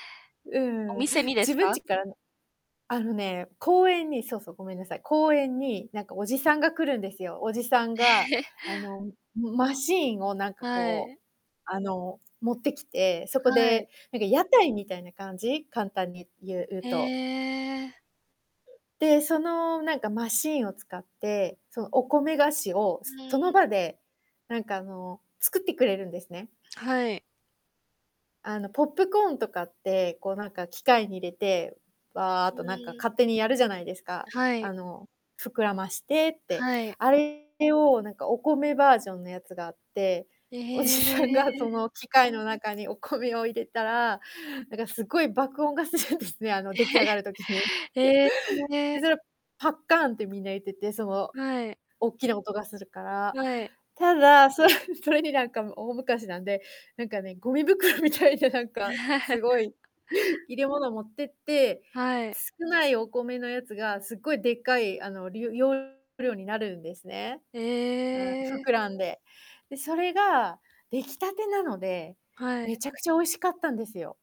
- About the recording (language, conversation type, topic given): Japanese, unstructured, 食べ物にまつわる子どもの頃の思い出を教えてください。?
- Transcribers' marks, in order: static; distorted speech; laughing while speaking: "おじさんが"; laughing while speaking: "するんですね"; laughing while speaking: "ええ"; chuckle; laughing while speaking: "そ それに"; chuckle; laughing while speaking: "ゴミ袋みたいな"